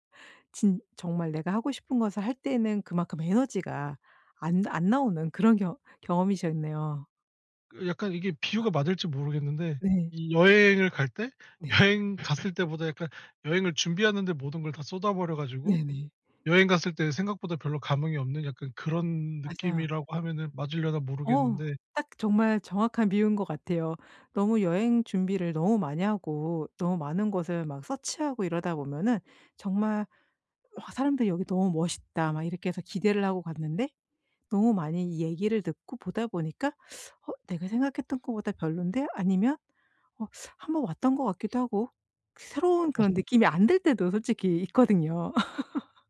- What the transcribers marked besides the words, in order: laughing while speaking: "여행"; other background noise; in English: "서치하고"; teeth sucking; teeth sucking; laugh
- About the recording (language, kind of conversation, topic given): Korean, podcast, 요즘 꾸준함을 유지하는 데 도움이 되는 팁이 있을까요?